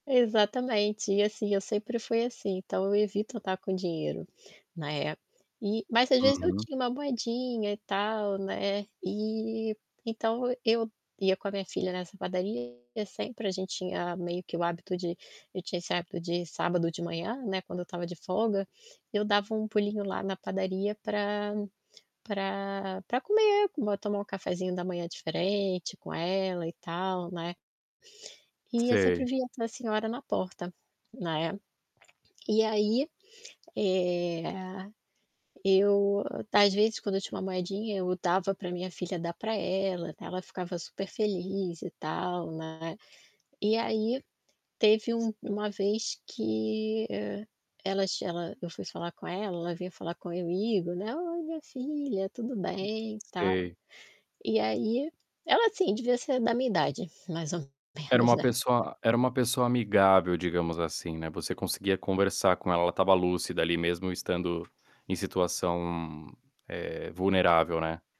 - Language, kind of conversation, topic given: Portuguese, podcast, Você pode contar sobre um pequeno gesto que teve um grande impacto?
- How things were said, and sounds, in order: static; distorted speech; other background noise